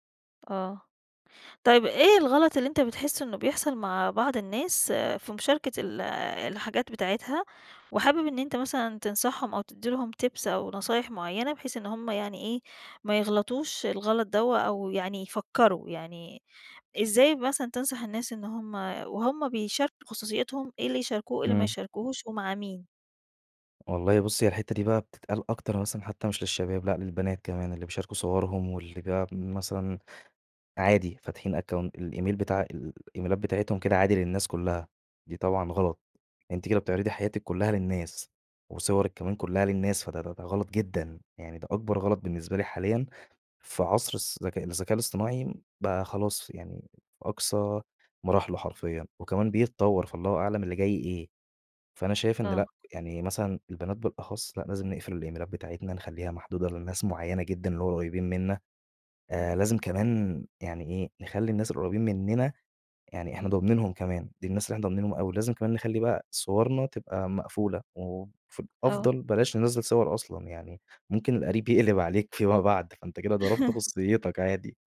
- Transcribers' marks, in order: in English: "tips"; tapping; in English: "الإيميل"; in English: "الإيميلات"; in English: "الإيميلات"; chuckle
- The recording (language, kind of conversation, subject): Arabic, podcast, إزاي بتحافظ على خصوصيتك على الإنترنت؟